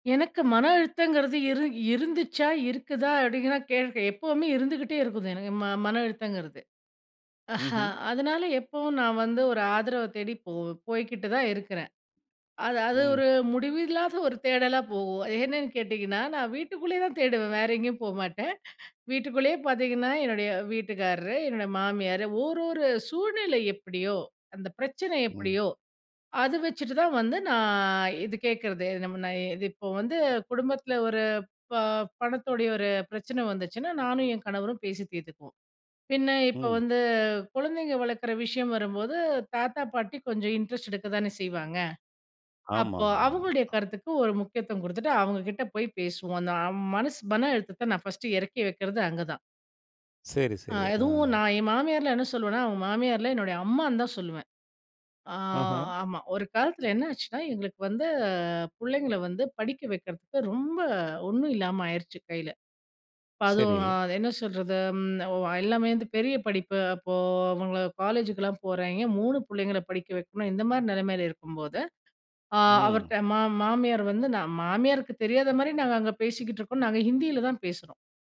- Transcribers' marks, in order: chuckle; drawn out: "நான்"; in English: "இன்ட்ரெஸ்ட்"; other noise
- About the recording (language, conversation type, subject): Tamil, podcast, மனஅழுத்தம் வந்தபோது ஆதரவைக் கேட்க எப்படி தயார் ஆகலாம்?